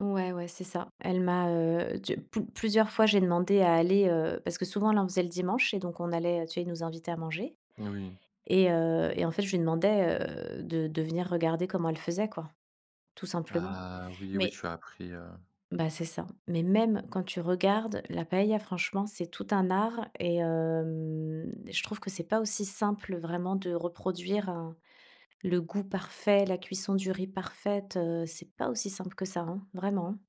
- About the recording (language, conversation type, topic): French, podcast, Qu’est-ce qui, dans ta cuisine, te ramène à tes origines ?
- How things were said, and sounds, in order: drawn out: "hem"